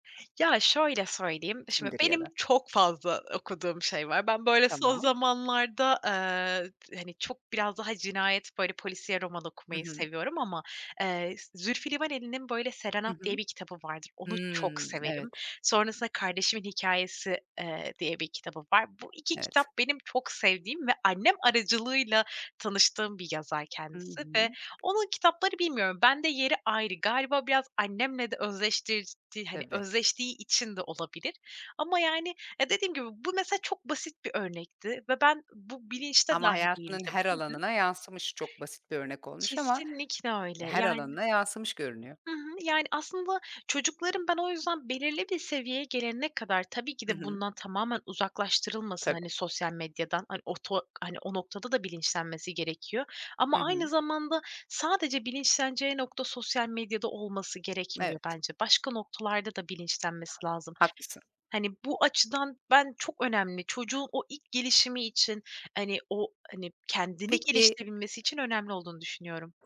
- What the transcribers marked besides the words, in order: tapping; other background noise
- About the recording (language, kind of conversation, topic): Turkish, podcast, Çocukların sosyal medya kullanımını ailece nasıl yönetmeliyiz?
- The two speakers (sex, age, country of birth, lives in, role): female, 25-29, Turkey, Poland, guest; female, 40-44, Turkey, Portugal, host